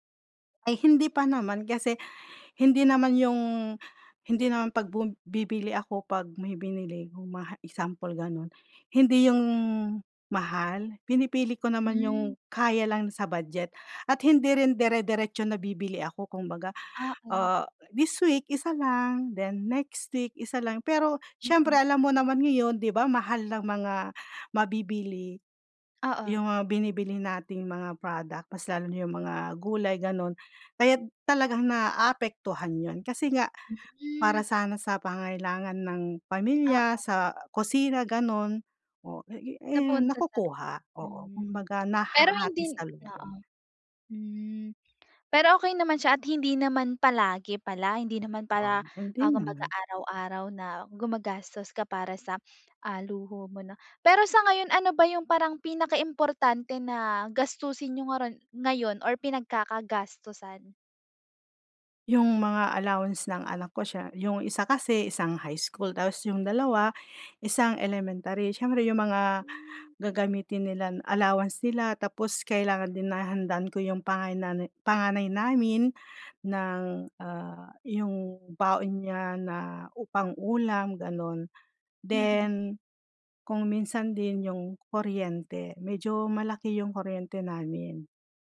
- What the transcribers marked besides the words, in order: unintelligible speech; breath
- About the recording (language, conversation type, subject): Filipino, advice, Paano ko uunahin ang mga pangangailangan kaysa sa luho sa aking badyet?
- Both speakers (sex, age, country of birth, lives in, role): female, 20-24, Philippines, Philippines, advisor; female, 40-44, Philippines, Philippines, user